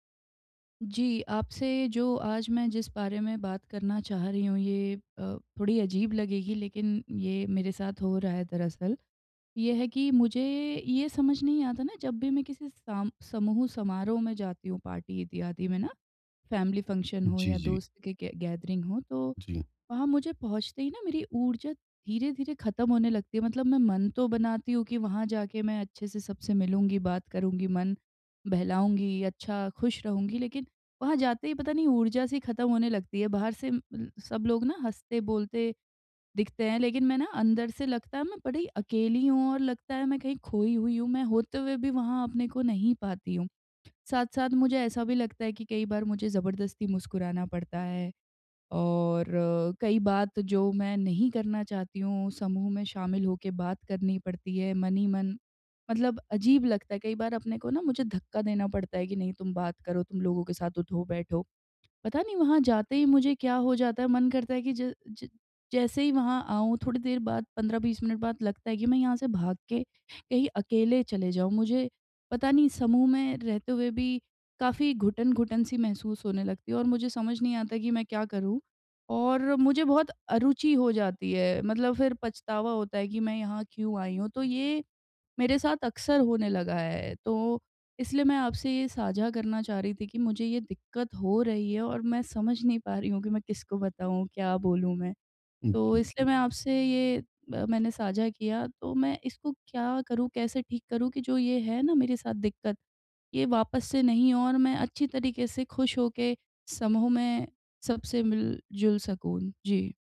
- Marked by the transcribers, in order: in English: "फैमिली फंक्शन"; in English: "गैदरिंग"; tapping
- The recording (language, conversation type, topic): Hindi, advice, समूह समारोहों में मुझे उत्साह या दिलचस्पी क्यों नहीं रहती?
- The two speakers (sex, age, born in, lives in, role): female, 30-34, India, India, user; male, 50-54, India, India, advisor